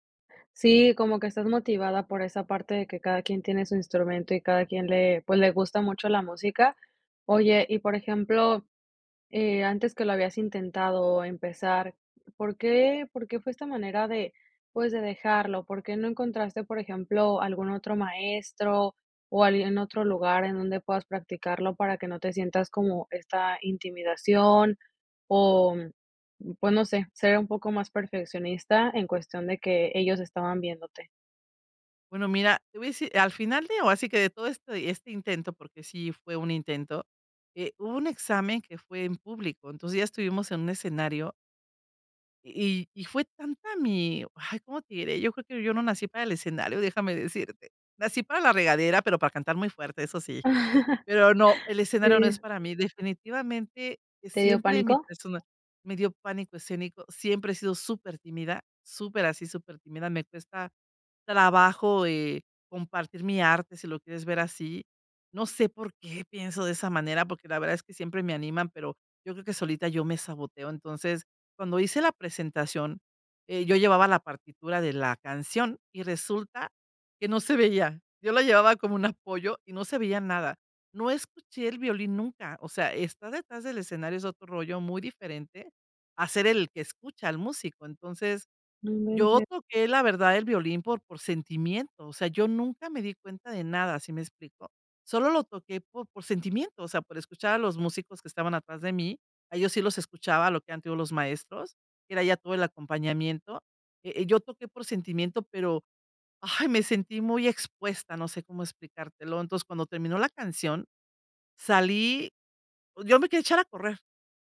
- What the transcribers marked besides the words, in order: chuckle
- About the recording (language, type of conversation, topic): Spanish, advice, ¿Cómo hace que el perfeccionismo te impida empezar un proyecto creativo?